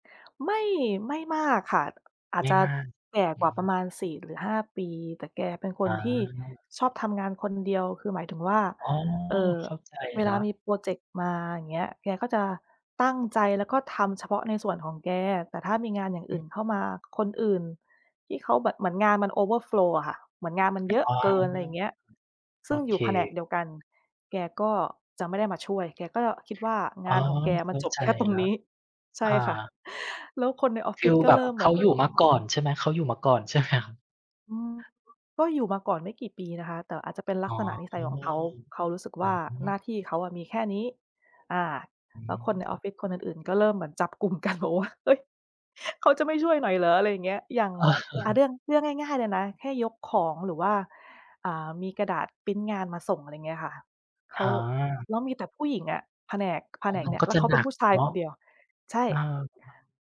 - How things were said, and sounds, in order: tapping; in English: "overflow"; other background noise; laughing while speaking: "ใช่ไหมครับ ?"; drawn out: "อ๋อ"; laughing while speaking: "กลุ่มกันแบบว่า"; laughing while speaking: "เออ"
- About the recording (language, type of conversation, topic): Thai, unstructured, คุณเคยมีประสบการณ์ที่ได้เรียนรู้จากความขัดแย้งไหม?